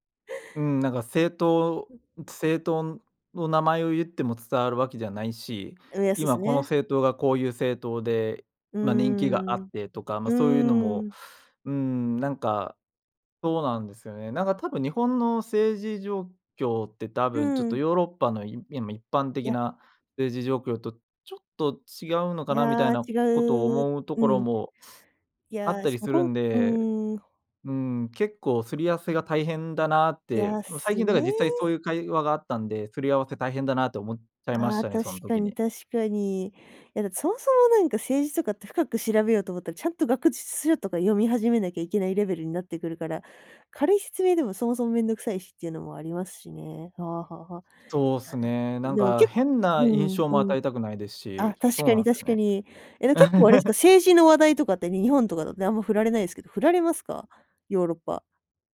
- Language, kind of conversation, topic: Japanese, podcast, 誰でも気軽に始められる交流のきっかけは何ですか？
- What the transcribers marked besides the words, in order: tapping; chuckle